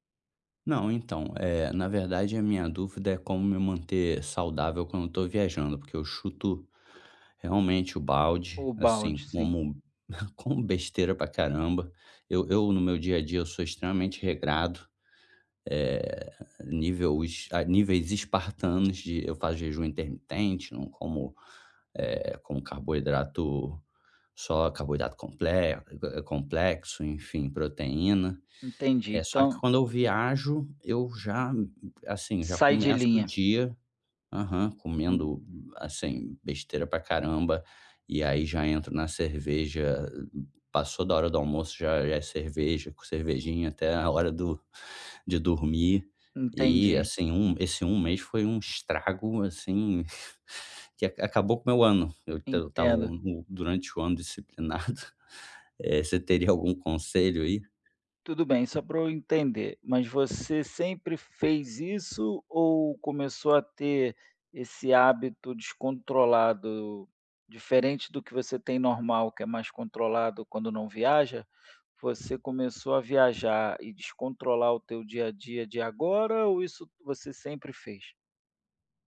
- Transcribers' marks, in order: chuckle; other background noise; tapping; laughing while speaking: "disciplinado"
- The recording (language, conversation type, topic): Portuguese, advice, Como posso manter hábitos saudáveis durante viagens?